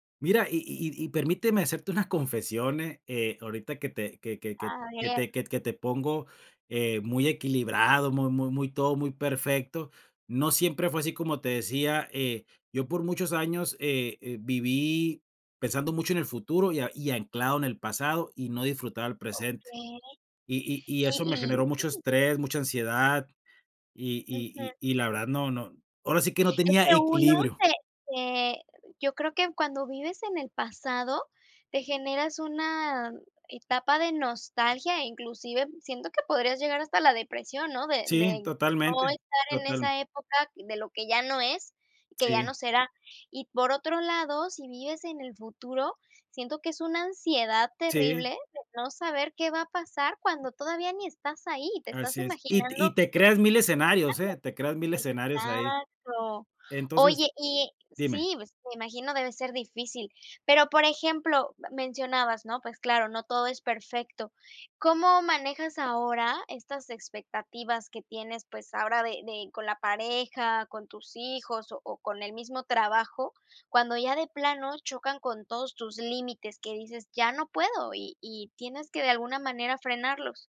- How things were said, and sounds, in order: other background noise; tapping
- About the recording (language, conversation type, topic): Spanish, podcast, ¿Cómo equilibras el trabajo y la vida personal en la práctica?